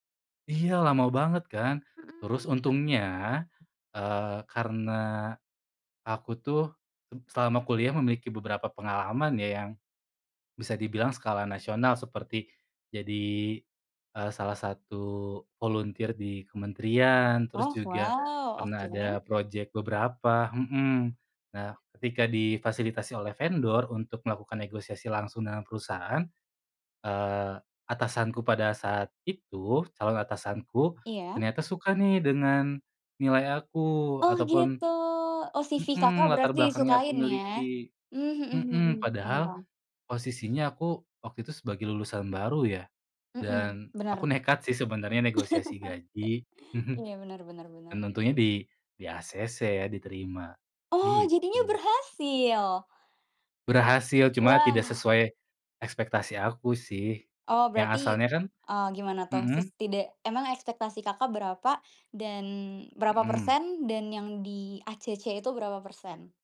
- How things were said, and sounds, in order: other background noise; laughing while speaking: "nekat sih"; laugh
- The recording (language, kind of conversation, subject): Indonesian, podcast, Bagaimana cara menegosiasikan gaji atau perubahan posisi berdasarkan pengalamanmu?